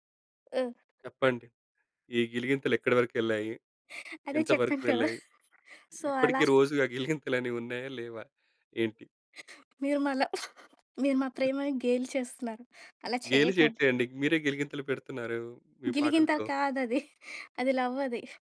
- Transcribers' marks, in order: other background noise; chuckle; in English: "సో"; chuckle; other noise; chuckle; in English: "లవ్"
- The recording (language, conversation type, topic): Telugu, podcast, ఆన్‌లైన్ పరిచయాన్ని నిజ జీవిత సంబంధంగా మార్చుకోవడానికి మీరు ఏ చర్యలు తీసుకుంటారు?